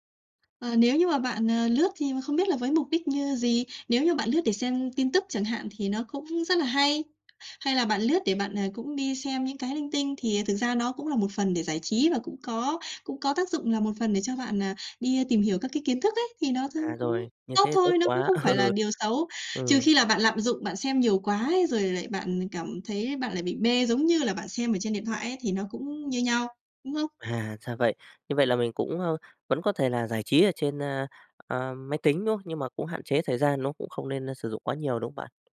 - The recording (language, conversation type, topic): Vietnamese, advice, Bạn thường bị mạng xã hội làm xao nhãng như thế nào khi cần tập trung?
- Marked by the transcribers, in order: tapping; laughing while speaking: "ừ"